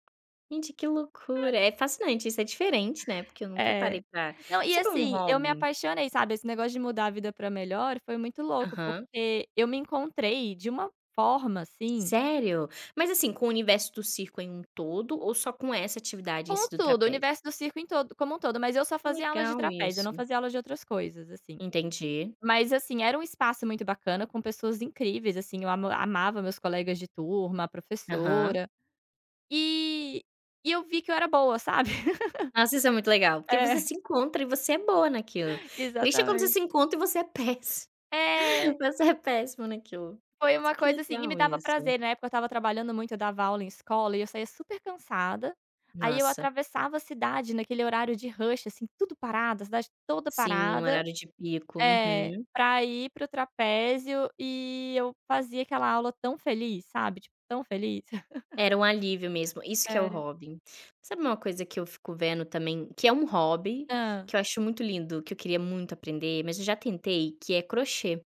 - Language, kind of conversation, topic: Portuguese, unstructured, Como um hobby mudou a sua vida para melhor?
- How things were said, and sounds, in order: tapping; laugh; laughing while speaking: "É"; laughing while speaking: "péssimo, você é péssimo naquilo"; in English: "rush"; laugh